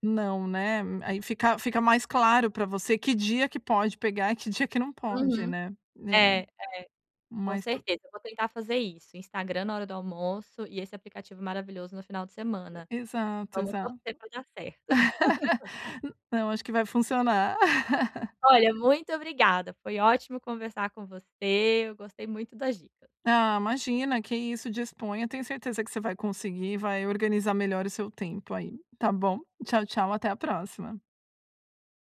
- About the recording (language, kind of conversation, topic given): Portuguese, advice, Como posso limitar o tempo que passo consumindo mídia todos os dias?
- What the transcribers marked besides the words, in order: laugh; laugh